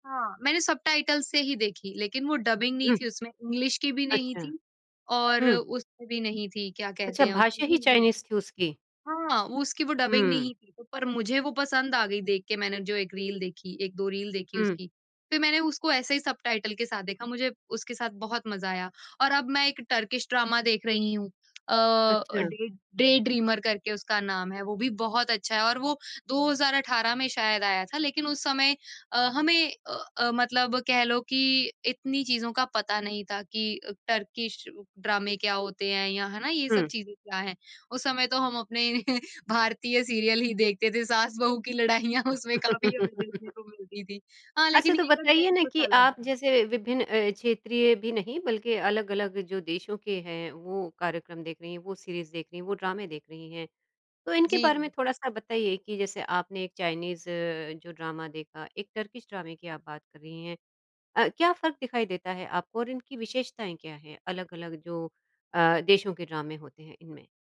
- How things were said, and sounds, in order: in English: "सबटाइटल्स"; in English: "डबिंग"; in English: "इंग्लिश"; in English: "डबिंग"; in English: "सबटाइटल"; in English: "ड्रामा"; in English: "ड्रामे"; chuckle; in English: "सीरियल"; laughing while speaking: "लड़ाइयाँ"; laugh; in English: "कंटेंट"; in English: "ड्रामा"; in English: "ड्रामे"; in English: "ड्रामे"
- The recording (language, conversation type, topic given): Hindi, podcast, परिवार साथ बैठकर आमतौर पर किस प्रकार के कार्यक्रम देखते हैं?